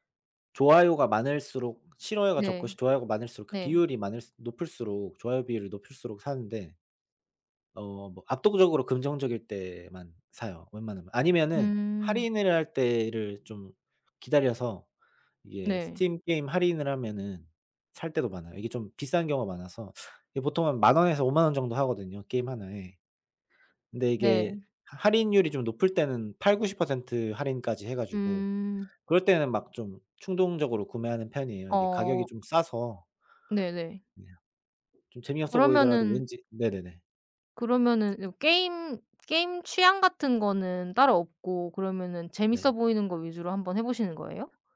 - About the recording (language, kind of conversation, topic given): Korean, unstructured, 기분 전환할 때 추천하고 싶은 취미가 있나요?
- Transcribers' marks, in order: other background noise; teeth sucking